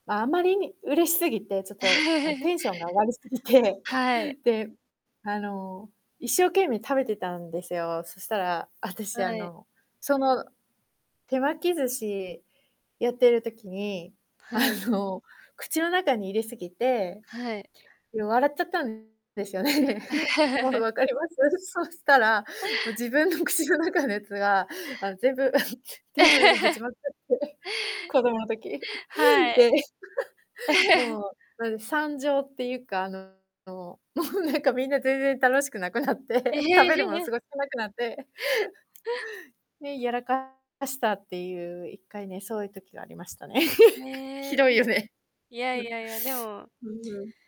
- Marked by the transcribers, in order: chuckle; chuckle; laughing while speaking: "あの"; distorted speech; chuckle; laughing while speaking: "自分の口の中の"; chuckle; chuckle; laughing while speaking: "なくなって"; chuckle; other background noise; chuckle
- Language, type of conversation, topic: Japanese, unstructured, 食べ物にまつわる子どもの頃の思い出を教えてください。?